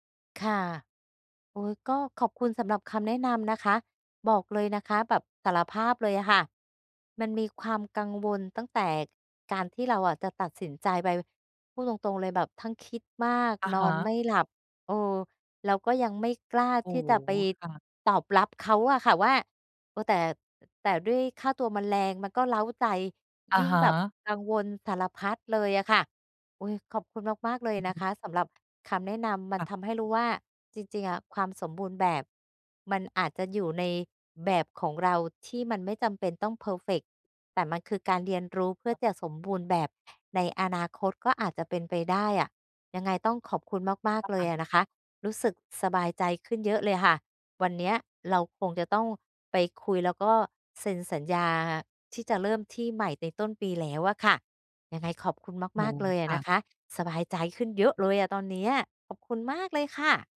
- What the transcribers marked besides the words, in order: other background noise; other noise; unintelligible speech
- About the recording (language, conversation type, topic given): Thai, advice, ทำไมฉันถึงกลัวที่จะเริ่มงานใหม่เพราะความคาดหวังว่าตัวเองต้องทำได้สมบูรณ์แบบ?